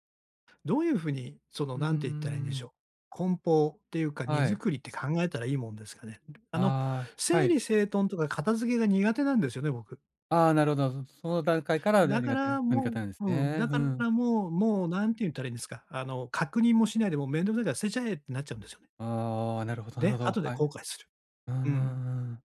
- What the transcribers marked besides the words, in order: other background noise; tapping
- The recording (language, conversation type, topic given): Japanese, advice, 引っ越しの荷造りは、どこから優先して梱包すればいいですか？